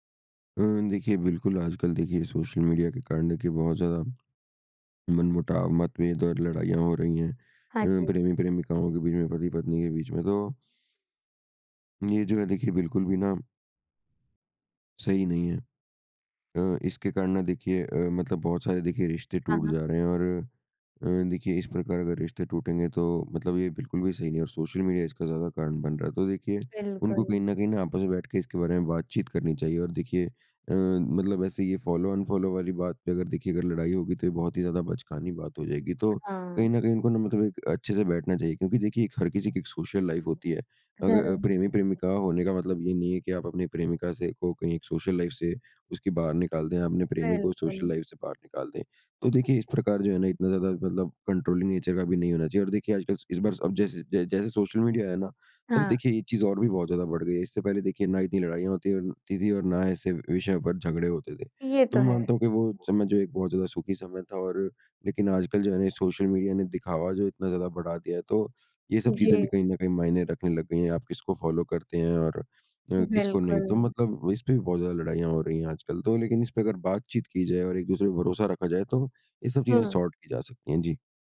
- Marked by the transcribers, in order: other background noise; in English: "फ़ॉलो अनफ़ॉलो"; in English: "सोशल लाइफ़"; in English: "सोशल लाइफ़"; in English: "सोशल लाइफ़"; in English: "कंट्रोलिंग नेचर"; in English: "फ़ॉलो"; in English: "सॉर्ट"
- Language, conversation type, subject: Hindi, podcast, सोशल मीडिया ने आपके रिश्तों को कैसे प्रभावित किया है?